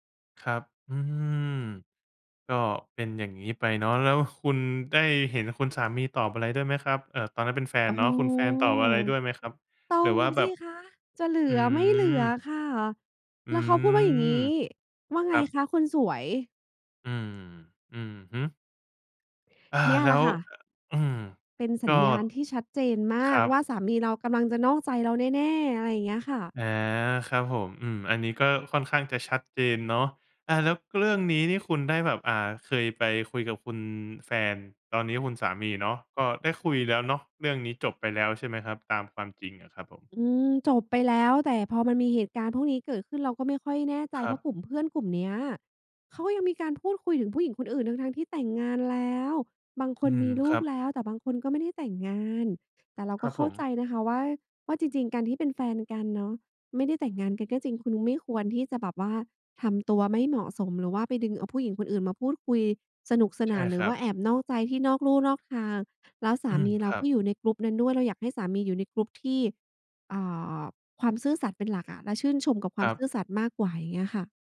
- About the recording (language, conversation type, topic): Thai, advice, ฉันสงสัยว่าแฟนกำลังนอกใจฉันอยู่หรือเปล่า?
- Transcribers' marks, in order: other background noise; in English: "group"; in English: "group"